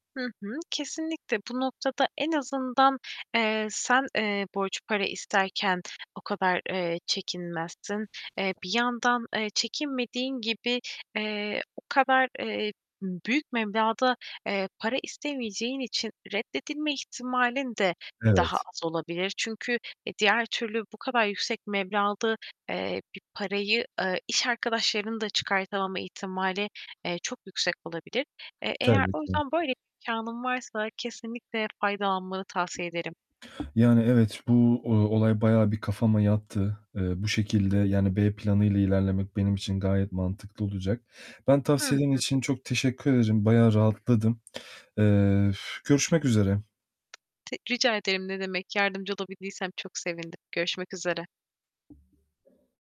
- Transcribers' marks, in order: tapping; other background noise; mechanical hum; distorted speech
- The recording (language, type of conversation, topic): Turkish, advice, Arkadaşından borç istemekten neden çekiniyorsun?